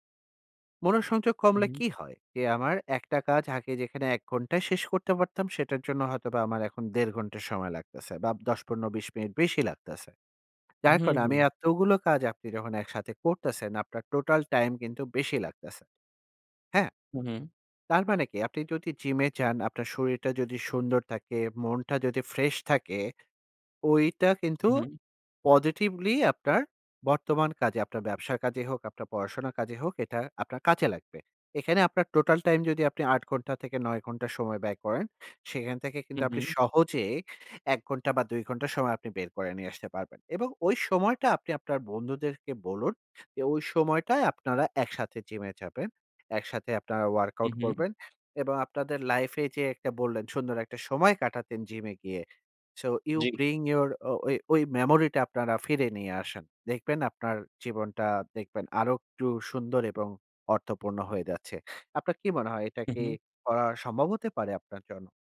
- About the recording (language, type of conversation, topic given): Bengali, advice, জিমে যাওয়ার উৎসাহ পাচ্ছি না—আবার কীভাবে আগ্রহ ফিরে পাব?
- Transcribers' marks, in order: tapping; other background noise